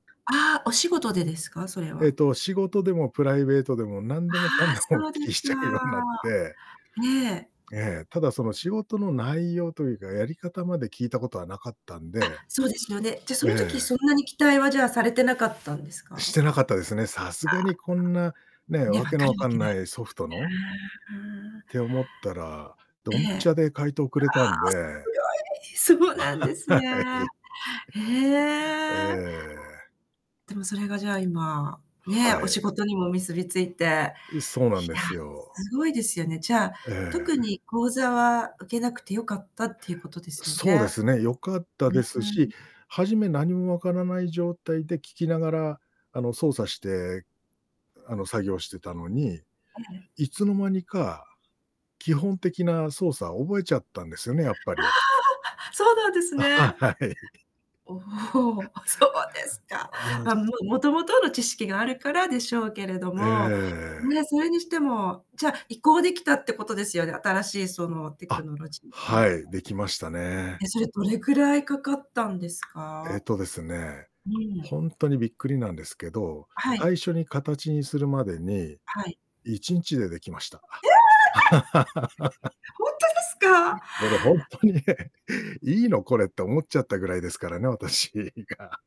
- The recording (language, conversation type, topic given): Japanese, podcast, 最近、どんな学びにワクワクしましたか？
- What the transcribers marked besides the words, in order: laughing while speaking: "お聞きしちゃうようなって"; distorted speech; laugh; laughing while speaking: "はい"; tapping; laughing while speaking: "あ、は、はい"; surprised: "ええ、やは"; laugh; other background noise; laughing while speaking: "これほんとにね"; laughing while speaking: "私が"